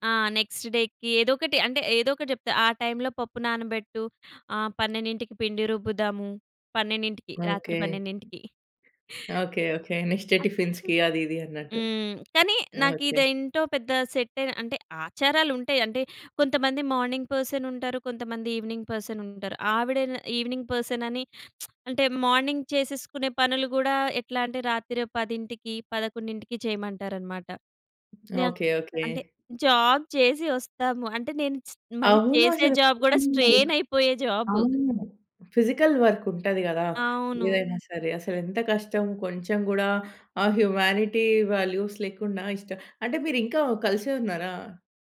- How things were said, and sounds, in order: in English: "నెక్స్ట్ డేకి"; other background noise; in English: "నెక్స్ట్ డే టీఫ్ఫిన్స్‌కి"; chuckle; in English: "మార్నింగ్"; in English: "ఈవినింగ్"; in English: "ఈవినింగ్"; lip trill; in English: "మార్నింగ్"; in English: "జాబ్"; in English: "జాబ్"; unintelligible speech; in English: "ఫిజికల్ వర్క్"; in English: "హ్యుమానిటి వాల్యూస్"
- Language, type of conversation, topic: Telugu, podcast, మీ కుటుంబంలో ప్రతి రోజు జరిగే ఆచారాలు ఏమిటి?